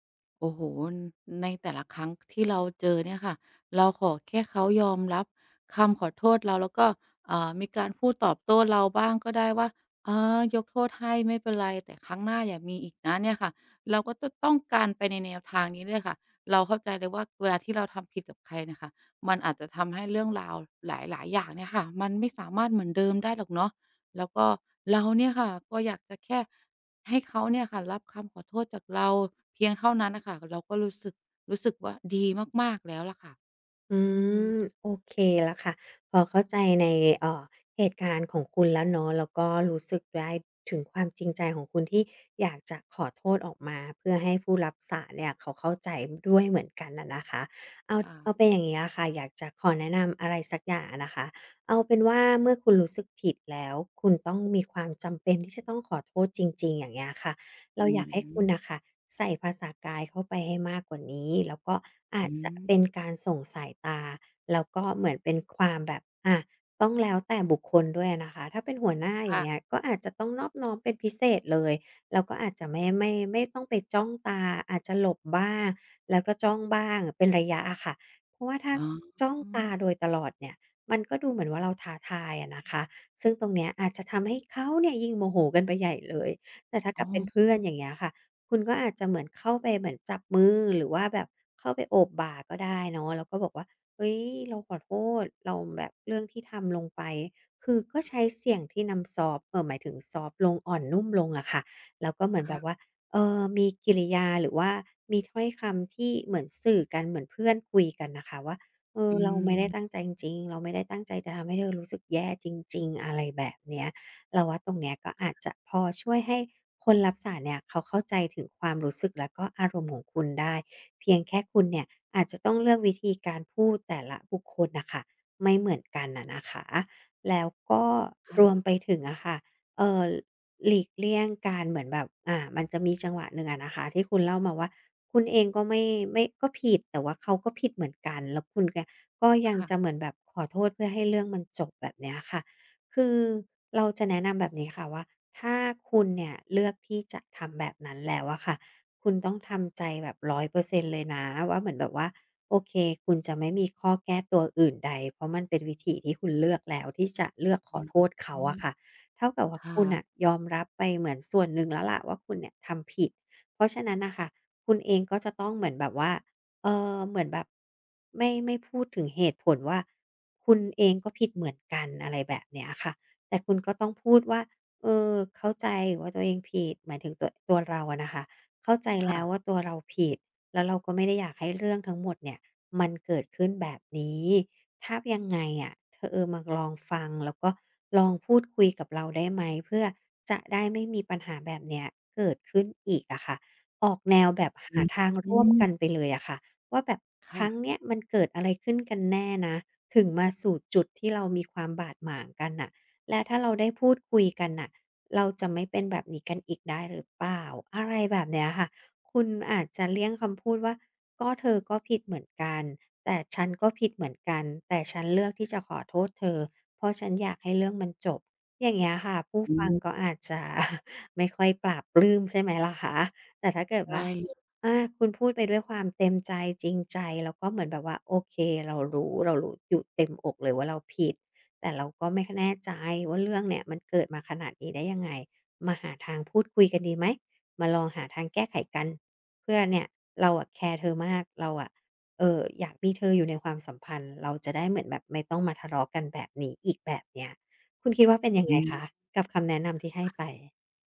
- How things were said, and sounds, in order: other noise; other background noise; tapping; drawn out: "อืม"; drawn out: "อ๋อ"; drawn out: "อืม"; chuckle
- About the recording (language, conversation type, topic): Thai, advice, จะเริ่มขอโทษอย่างจริงใจและรับผิดชอบต่อความผิดของตัวเองอย่างไรดี?